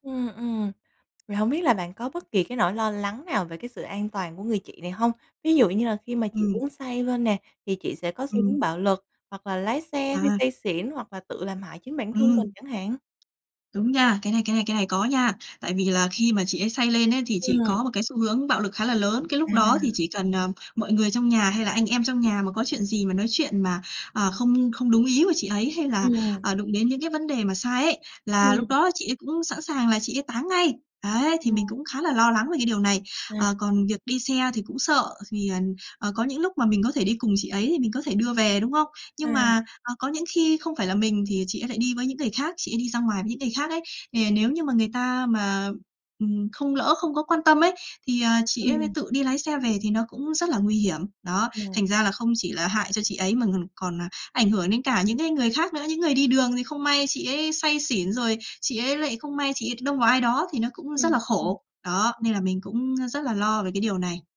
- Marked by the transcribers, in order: tapping; other background noise; unintelligible speech
- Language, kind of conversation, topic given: Vietnamese, advice, Bạn đang cảm thấy căng thẳng như thế nào khi có người thân nghiện rượu hoặc chất kích thích?